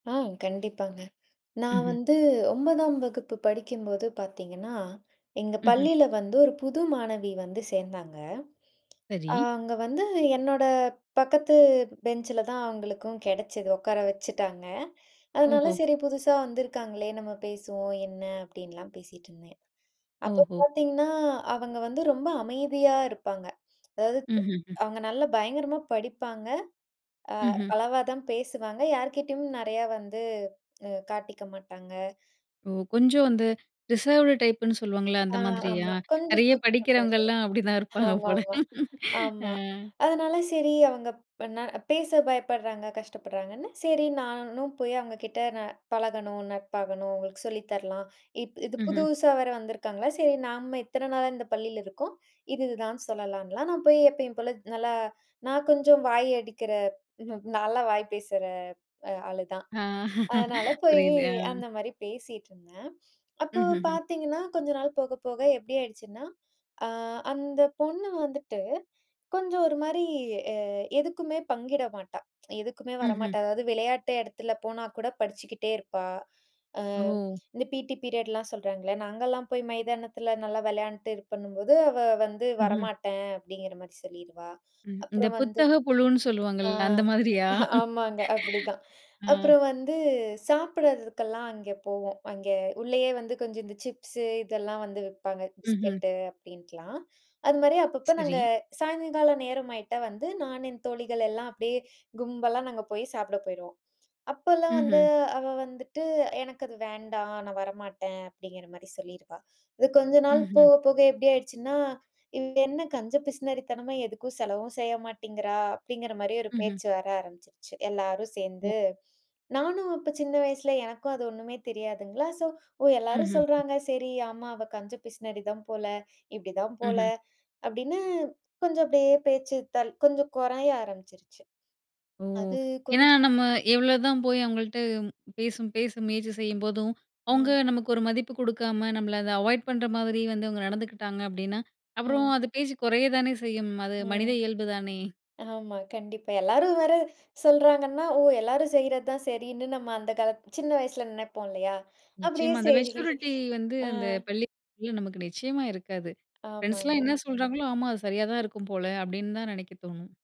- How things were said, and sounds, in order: in English: "ரிசர்வ்ட் டைப்"; laugh; laugh; chuckle; laugh; in English: "அவாய்ட்"; in English: "மெச்சூரிட்டி"; laughing while speaking: "சரி"; unintelligible speech; other background noise
- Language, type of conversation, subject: Tamil, podcast, பள்ளியில் நீங்கள் கற்றுக் கொண்ட மிக முக்கியமான பாடம் என்ன?